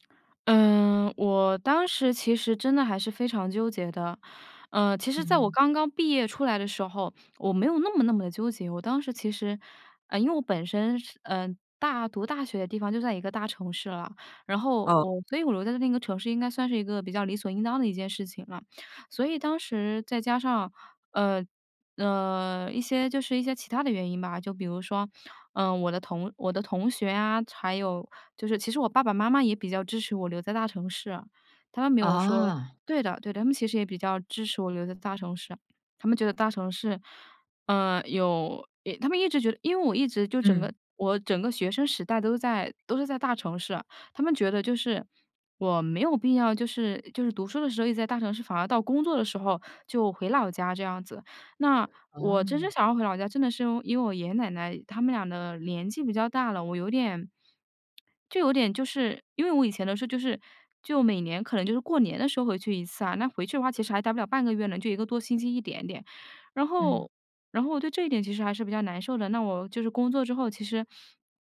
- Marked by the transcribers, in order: other background noise
- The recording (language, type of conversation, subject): Chinese, podcast, 你会选择留在城市，还是回老家发展？